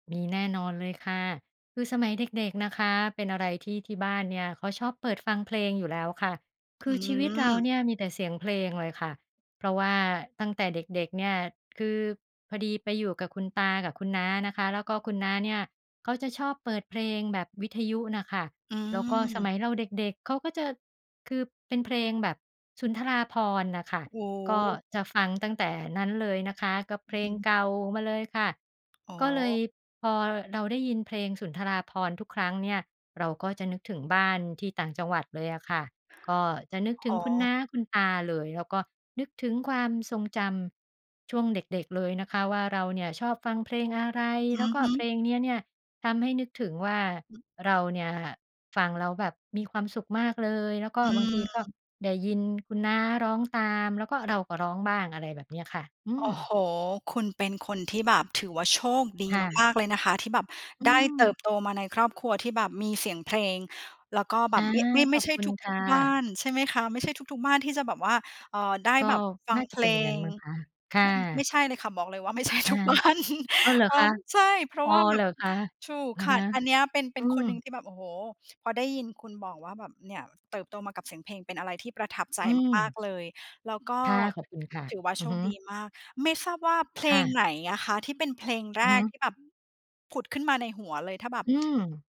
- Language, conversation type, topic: Thai, podcast, เพลงไหนที่ทำให้คุณนึกถึงบ้านหรือความทรงจำวัยเด็ก?
- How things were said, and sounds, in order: tapping; laughing while speaking: "ไม่ใช่ทุกบ้าน"; chuckle